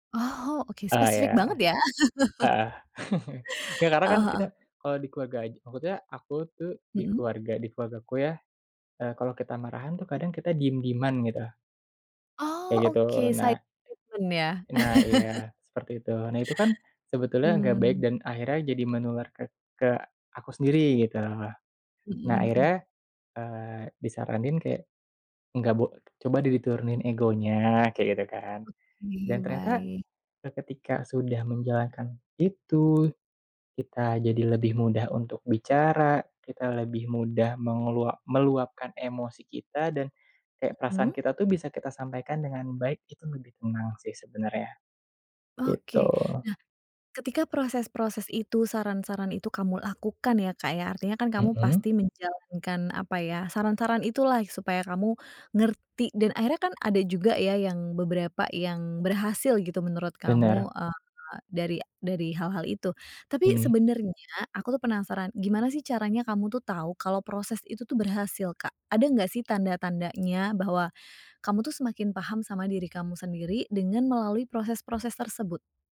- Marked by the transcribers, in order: laugh; tapping; in English: "silent treatment"; laugh
- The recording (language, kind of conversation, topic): Indonesian, podcast, Apa yang kamu lakukan untuk mengenal diri sendiri lebih dalam?